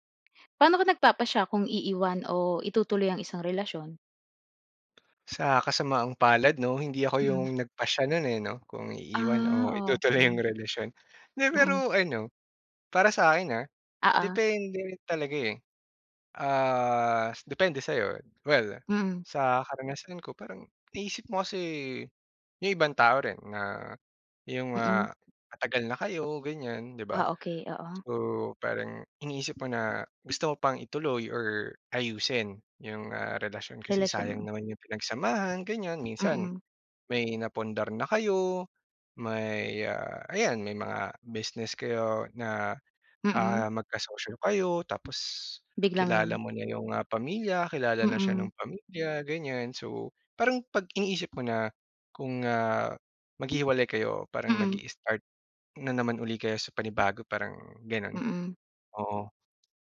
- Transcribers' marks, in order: laughing while speaking: "itutuloy yung relasyon"; drawn out: "Ah"; tapping
- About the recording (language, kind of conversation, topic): Filipino, podcast, Paano ka nagpapasya kung iiwan mo o itutuloy ang isang relasyon?